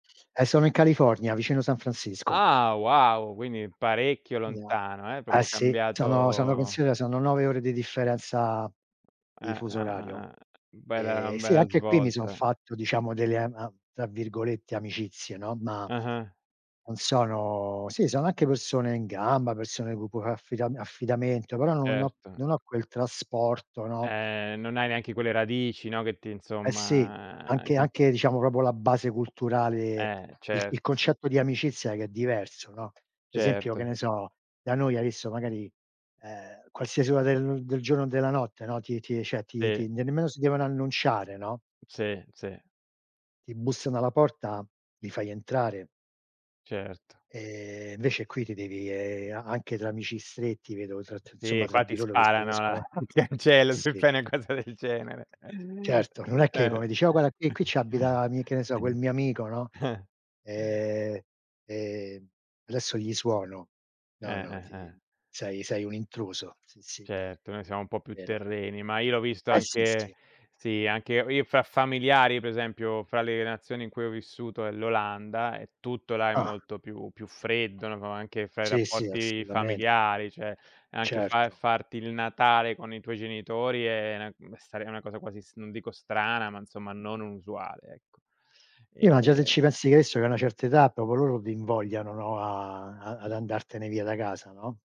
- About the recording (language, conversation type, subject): Italian, unstructured, Qual è il valore dell’amicizia secondo te?
- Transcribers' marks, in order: unintelligible speech; "proprio" said as "propo"; other background noise; tapping; "Per" said as "pe"; "cioè" said as "ceh"; chuckle; unintelligible speech; laughing while speaking: "se fai una cosa del genere"; chuckle; "proprio" said as "popo"